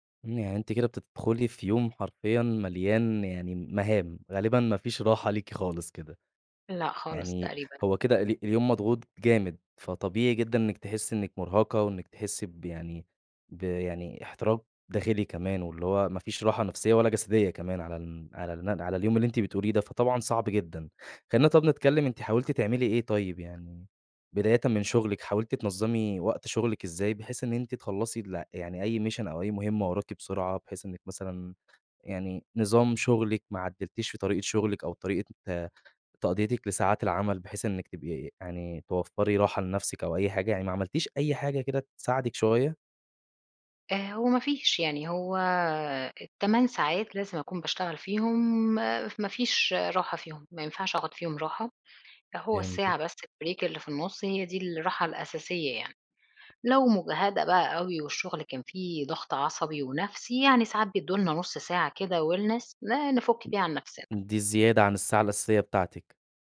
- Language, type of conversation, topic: Arabic, advice, إزاي بتوصف إحساسك بالإرهاق والاحتراق الوظيفي بسبب ساعات الشغل الطويلة وضغط المهام؟
- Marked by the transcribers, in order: unintelligible speech; in English: "mission"; tapping; in English: "البريك"; in English: "wellness"; other background noise